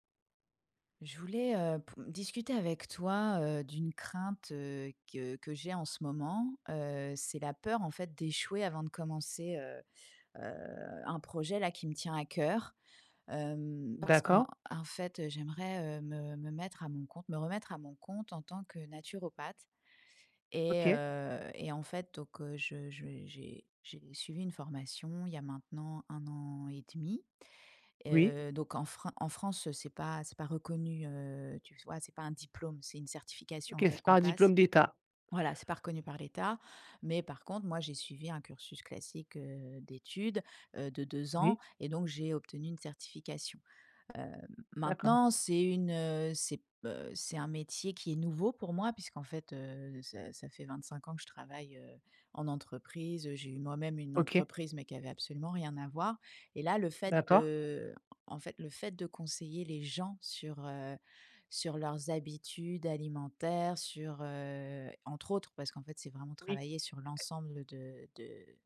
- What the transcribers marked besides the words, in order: none
- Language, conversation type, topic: French, advice, Comment gérer la crainte d’échouer avant de commencer un projet ?